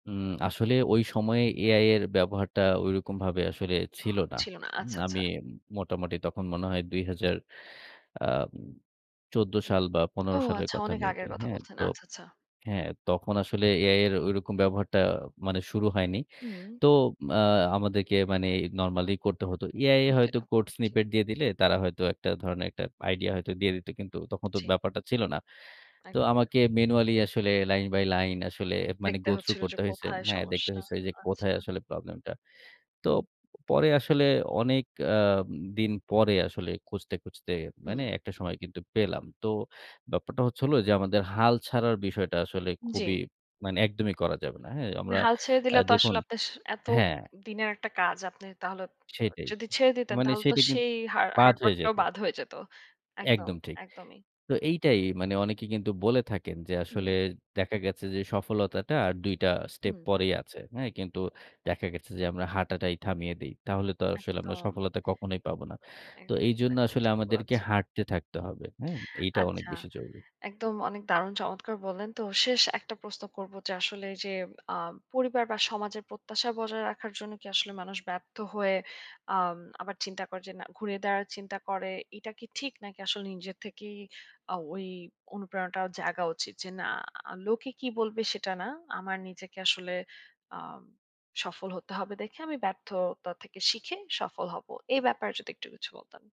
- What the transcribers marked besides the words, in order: other noise; tapping; other background noise
- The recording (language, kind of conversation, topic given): Bengali, podcast, শেখার পথে কোনো বড় ব্যর্থতা থেকে তুমি কী শিখেছ?